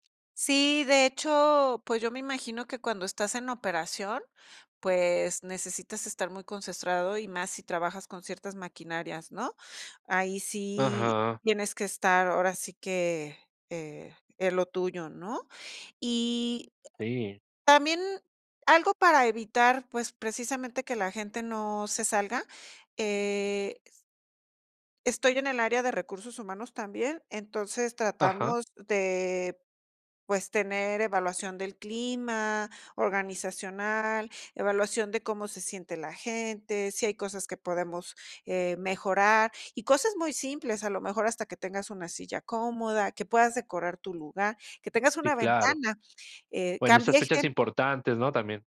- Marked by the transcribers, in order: "concentrado" said as "concestrado"; tapping
- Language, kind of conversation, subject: Spanish, podcast, ¿Cómo manejas el estrés cuando se te acumula el trabajo?
- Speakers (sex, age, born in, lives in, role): female, 45-49, Mexico, Mexico, guest; male, 25-29, Mexico, Mexico, host